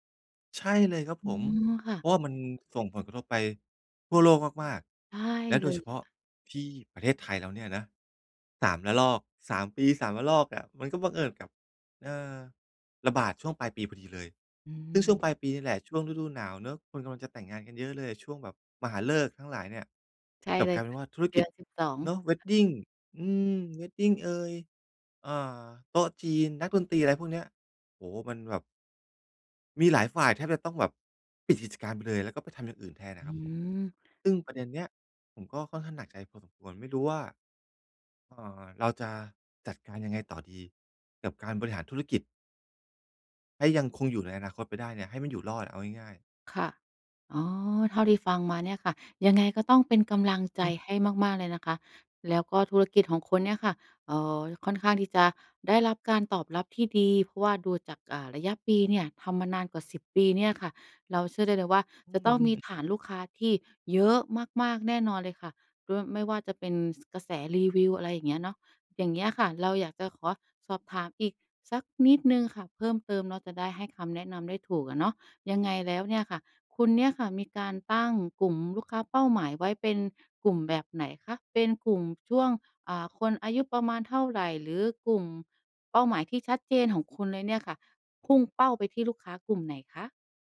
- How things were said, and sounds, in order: tapping; other background noise; in English: "Wedding"; in English: "Wedding"
- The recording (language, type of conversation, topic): Thai, advice, การหาลูกค้าและการเติบโตของธุรกิจ